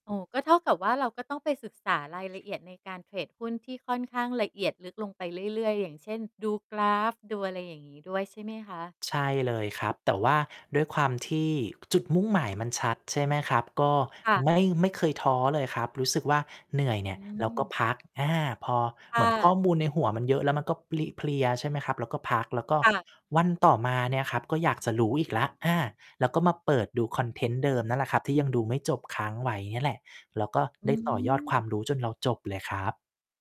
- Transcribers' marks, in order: mechanical hum; distorted speech
- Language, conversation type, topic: Thai, podcast, คุณคิดว่าคนเราควรค้นหาจุดมุ่งหมายในชีวิตของตัวเองอย่างไร?